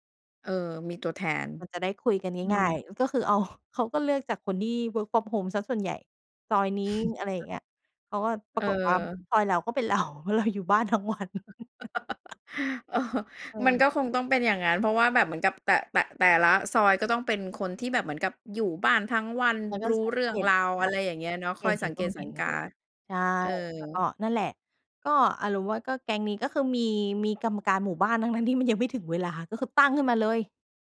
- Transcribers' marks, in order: in English: "work from home"; laugh; other noise; other background noise; laughing while speaking: "เรา เพราะเราอยู่บ้านทั้งวัน"; laugh; laughing while speaking: "เออ"; laugh
- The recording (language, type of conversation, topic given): Thai, podcast, เมื่อเกิดความขัดแย้งในชุมชน เราควรเริ่มต้นพูดคุยกันอย่างไรก่อนดี?